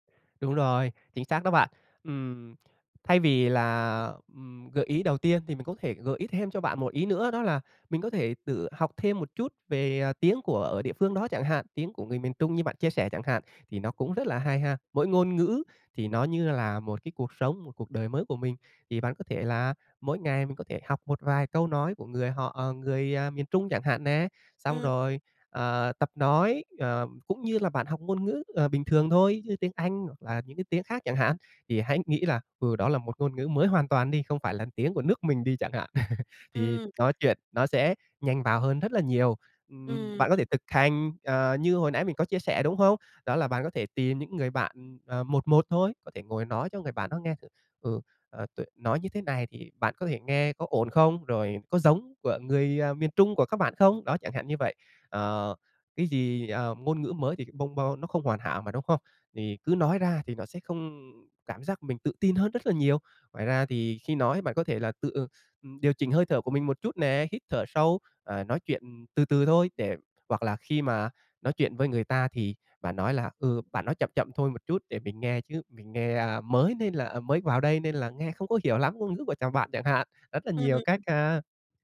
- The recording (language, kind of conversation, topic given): Vietnamese, advice, Bạn đã từng cảm thấy tự ti thế nào khi rào cản ngôn ngữ cản trở việc giao tiếp hằng ngày?
- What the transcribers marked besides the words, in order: tapping; laugh